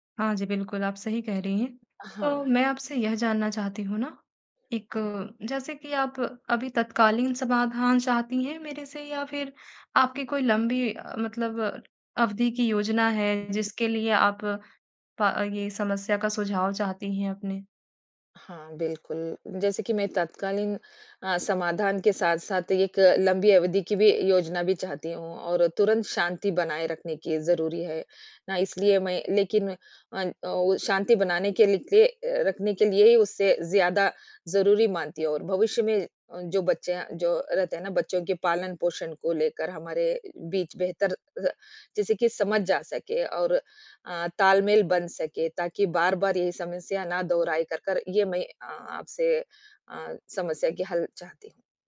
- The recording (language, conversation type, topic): Hindi, advice, पालन‑पोषण में विचारों का संघर्ष
- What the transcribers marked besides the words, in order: other background noise